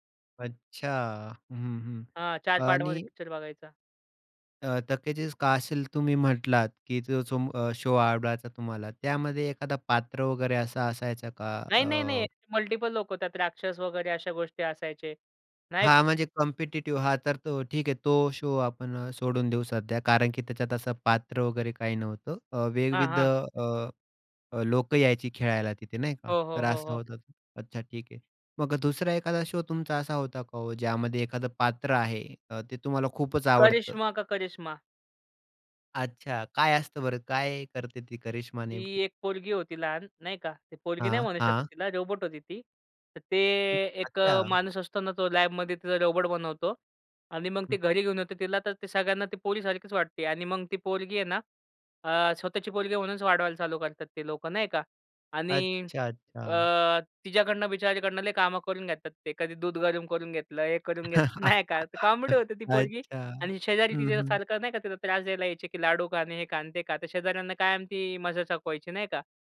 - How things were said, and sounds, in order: in English: "मल्टिपल"; in English: "कॉम्पिटिटिव्ह"; "विविध" said as "वैविध"; other background noise; in English: "लॅबमध्ये"; in English: "कॉमेडी"; laugh
- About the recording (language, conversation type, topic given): Marathi, podcast, बालपणी तुमचा आवडता दूरदर्शनवरील कार्यक्रम कोणता होता?